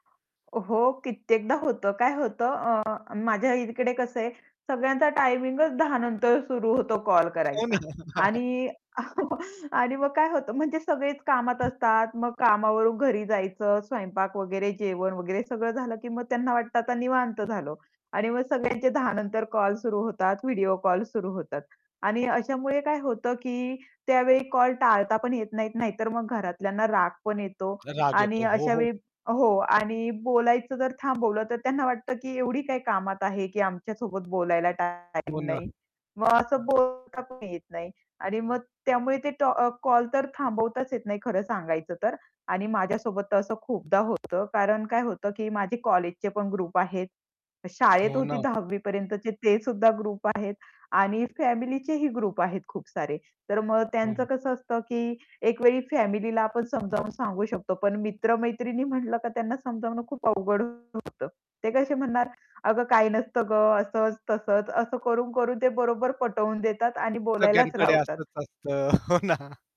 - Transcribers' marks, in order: other background noise; mechanical hum; chuckle; other noise; tapping; distorted speech; in English: "ग्रुप"; in English: "ग्रुप"; in English: "ग्रुप"; laughing while speaking: "हो ना"
- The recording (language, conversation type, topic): Marathi, podcast, तुम्ही रात्री फोनचा वापर कसा नियंत्रित करता, आणि त्यामुळे तुमची झोप प्रभावित होते का?